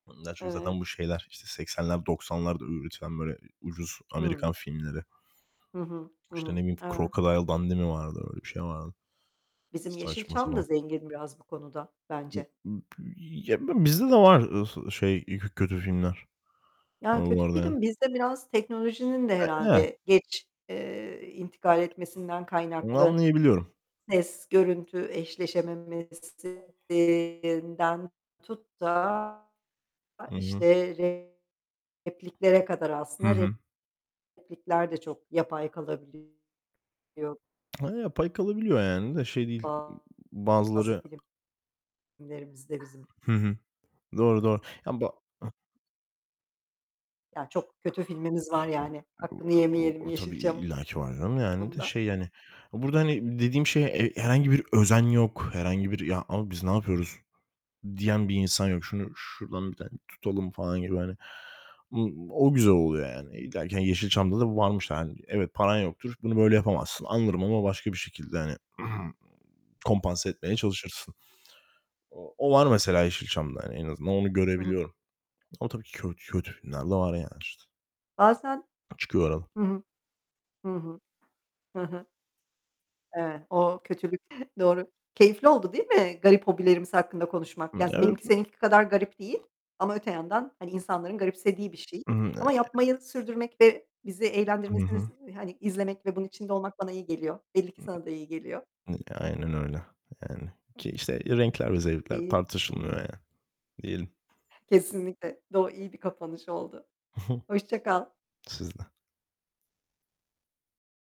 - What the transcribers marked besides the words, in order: tapping; other background noise; unintelligible speech; distorted speech; other noise; throat clearing; static; chuckle
- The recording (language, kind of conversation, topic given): Turkish, unstructured, Hobilerin arasında en garip bulduğun hangisi?